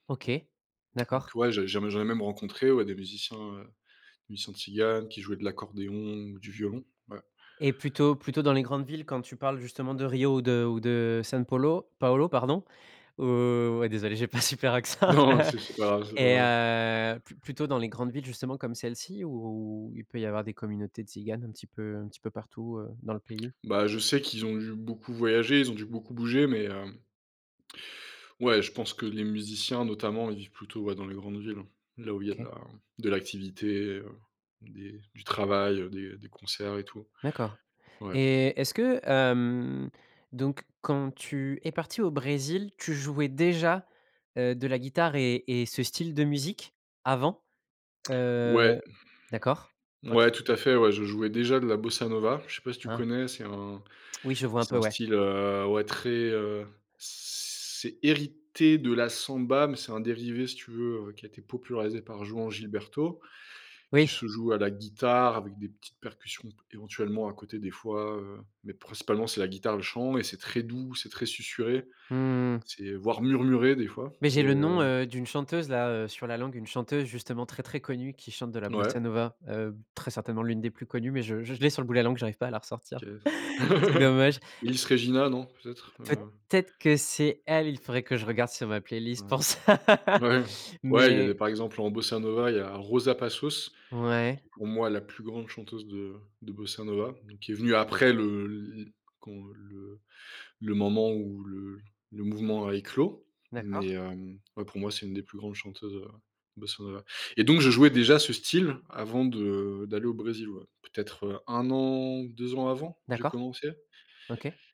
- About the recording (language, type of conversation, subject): French, podcast, En quoi voyager a-t-il élargi ton horizon musical ?
- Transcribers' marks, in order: put-on voice: "Paulo"; drawn out: "ou"; laughing while speaking: "super accent"; laughing while speaking: "Non"; chuckle; drawn out: "ou"; drawn out: "c'est"; drawn out: "Mmh mh"; stressed: "murmuré"; laugh; inhale; other background noise; laughing while speaking: "Ouais"; laughing while speaking: "ça"; drawn out: "an"